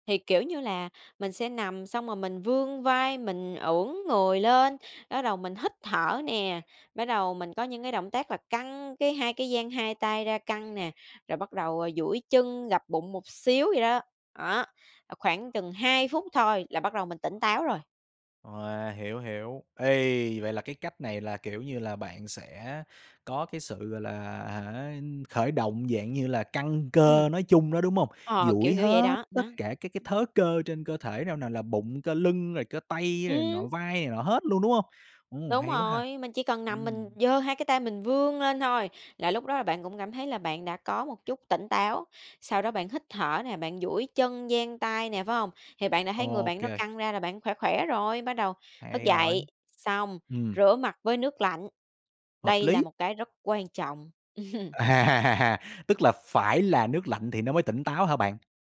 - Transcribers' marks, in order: tapping; chuckle; laughing while speaking: "À!"
- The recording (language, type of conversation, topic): Vietnamese, podcast, Bạn có mẹo nào để dậy sớm không?